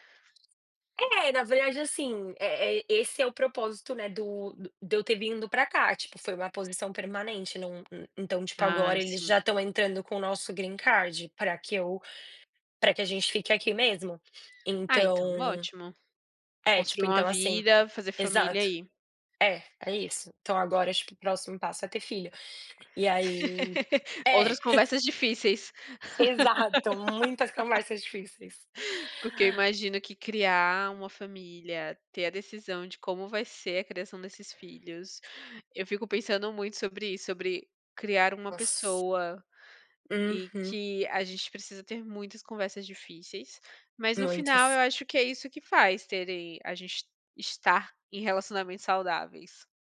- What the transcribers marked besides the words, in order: other background noise; tapping; in English: "Green Card"; laugh; laugh
- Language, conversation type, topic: Portuguese, unstructured, Como você define um relacionamento saudável?